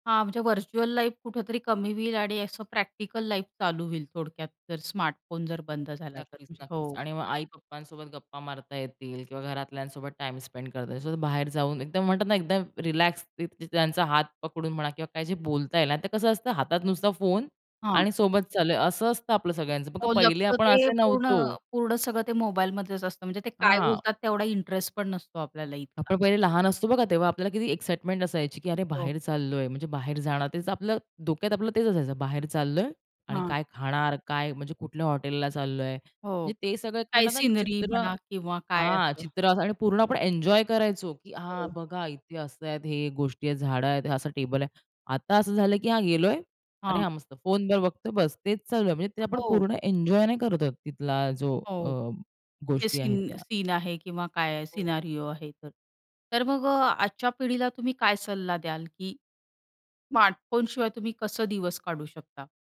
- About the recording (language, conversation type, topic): Marathi, podcast, तुम्हाला काय वाटते, तुम्ही स्मार्टफोनशिवाय एक दिवस कसा काढाल?
- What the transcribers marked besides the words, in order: in English: "व्हर्चुअल लाईफ"; tapping; in English: "लाईफ"; other background noise; in English: "स्पेंड"